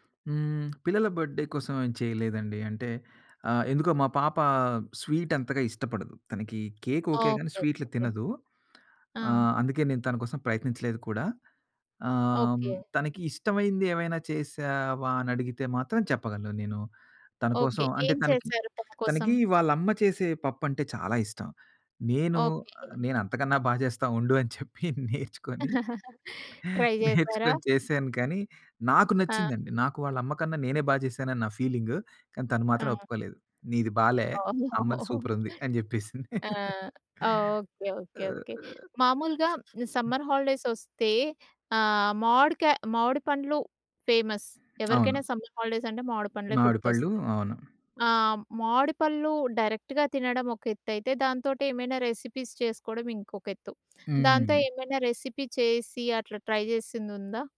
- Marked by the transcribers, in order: in English: "బర్త్‌డే"; laughing while speaking: "అని చెప్పి నేర్చుకొని నేర్చుకొని చేశాను"; giggle; in English: "ట్రై"; laughing while speaking: "ఓహ్!"; laugh; in English: "సమ్మర్ హాలిడేస్"; other background noise; in English: "ఫేమస్"; in English: "సమ్మర్ హాలిడేస్"; tapping; in English: "డైరెక్ట్‌గా"; in English: "రెసిపీస్"; in English: "రెసిపీ"; in English: "ట్రై"
- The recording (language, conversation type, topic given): Telugu, podcast, పండుగల ఆహారంతో మీకు ముడిపడిన ప్రత్యేక జ్ఞాపకం ఏది?